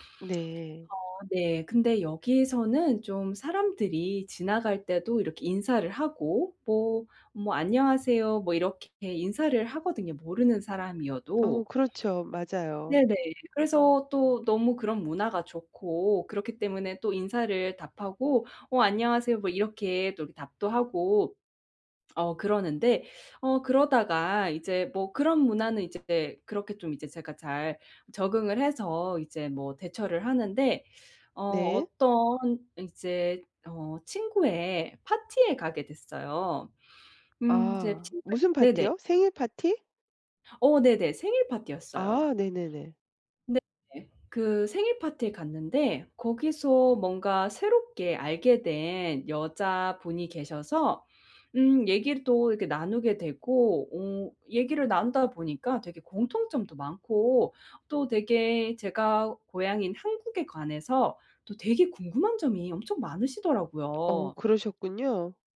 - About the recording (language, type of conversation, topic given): Korean, advice, 새로운 지역의 관습이나 예절을 몰라 실수했다고 느꼈던 상황을 설명해 주실 수 있나요?
- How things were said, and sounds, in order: other background noise; tapping